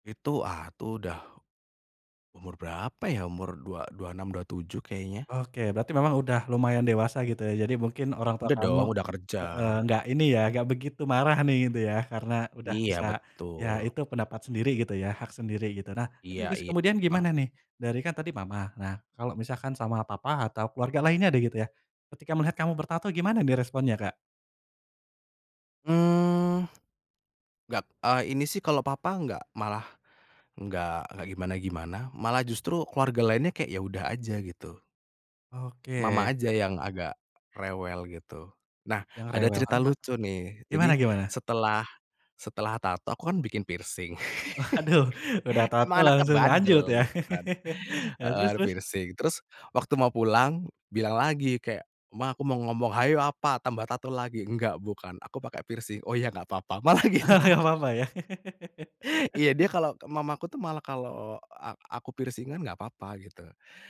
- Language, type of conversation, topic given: Indonesian, podcast, Apa strategi kamu agar bisa jujur tanpa memicu konflik?
- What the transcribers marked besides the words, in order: in English: "piercing"; laugh; laughing while speaking: "Aduh"; in English: "piercing"; laugh; in English: "piercing"; laughing while speaking: "malah gitu"; laugh; laughing while speaking: "Nggak"; other background noise; laugh; in English: "piercing-an"